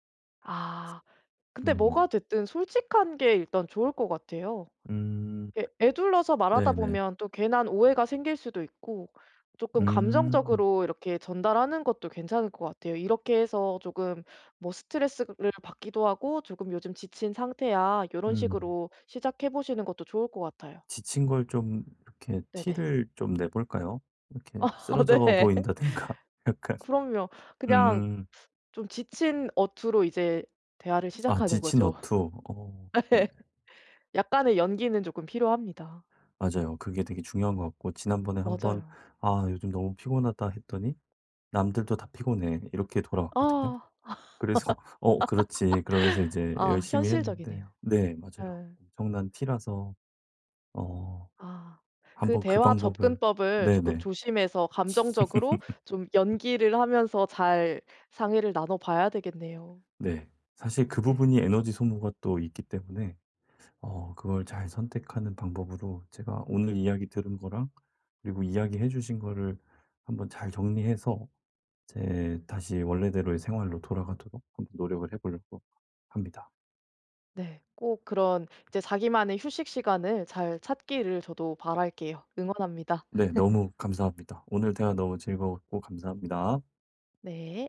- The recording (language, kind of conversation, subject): Korean, advice, 주말에 계획을 세우면서도 충분히 회복하려면 어떻게 하면 좋을까요?
- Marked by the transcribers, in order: other background noise; laughing while speaking: "아 네"; laughing while speaking: "보인다든가 약간"; laugh; laughing while speaking: "예"; laugh; laughing while speaking: "그래서"; laugh; laugh